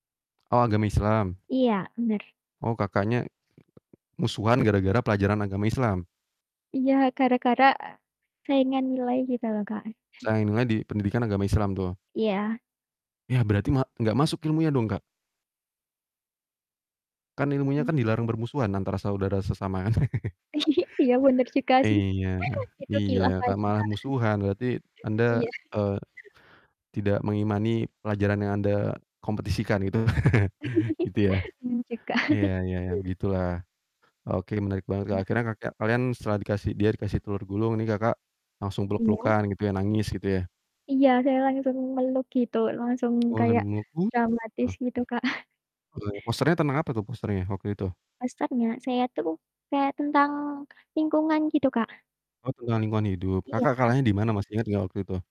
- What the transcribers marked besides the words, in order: unintelligible speech; "Saingnya" said as "saingna"; chuckle; distorted speech; chuckle; static; giggle; chuckle; chuckle; chuckle; giggle; chuckle; chuckle
- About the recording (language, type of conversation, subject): Indonesian, unstructured, Bagaimana makanan dapat menjadi cara untuk menunjukkan perhatian kepada orang lain?